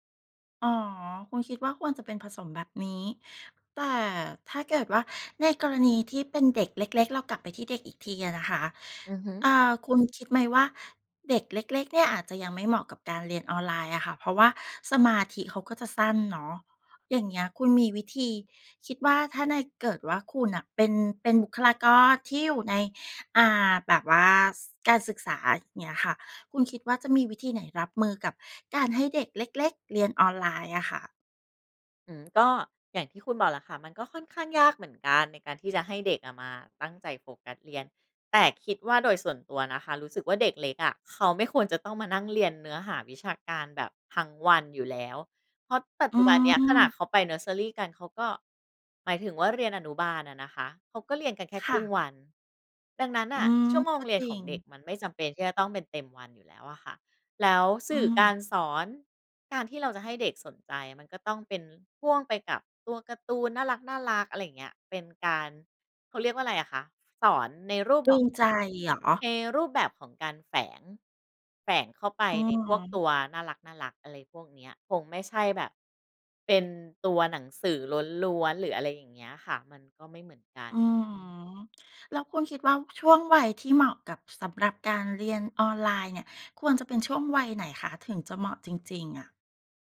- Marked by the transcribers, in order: other background noise; tapping
- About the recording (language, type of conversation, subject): Thai, podcast, การเรียนออนไลน์เปลี่ยนแปลงการศึกษาอย่างไรในมุมมองของคุณ?